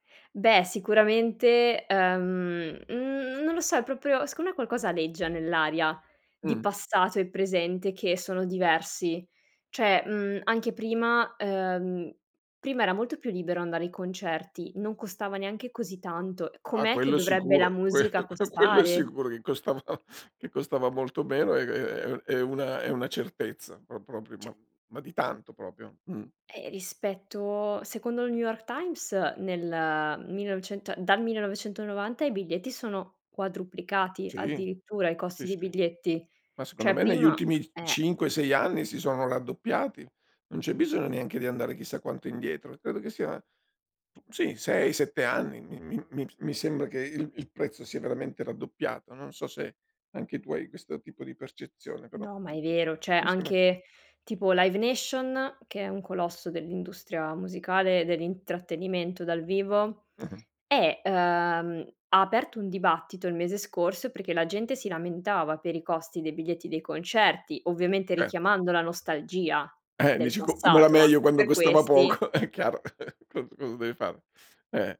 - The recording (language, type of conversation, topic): Italian, podcast, In che modo la nostalgia influenza i tuoi gusti musicali e cinematografici?
- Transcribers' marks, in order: drawn out: "n"; "proprio" said as "propio"; laughing while speaking: "Que que"; laughing while speaking: "costava"; "Cioè" said as "ceh"; "proprio" said as "propio"; other background noise; tapping; "cioè" said as "ceh"; "meglio" said as "meio"; laughing while speaking: "poco! È chiaro, cos"